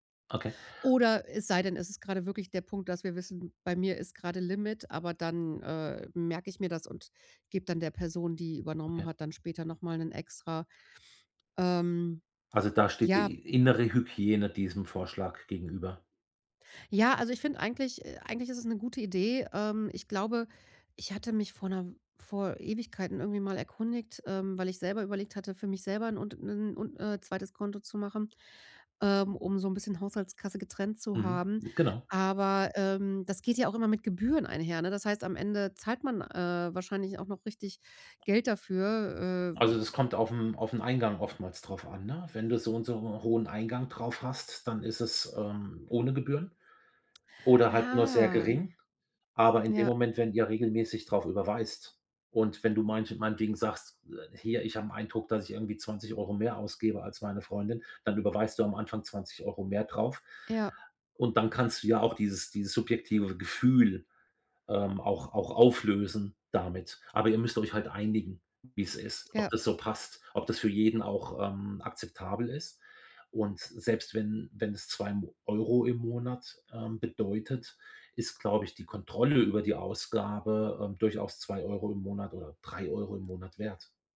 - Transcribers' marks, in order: tapping; other background noise; drawn out: "Ah"
- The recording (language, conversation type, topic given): German, advice, Wie können wir unsere gemeinsamen Ausgaben fair und klar regeln?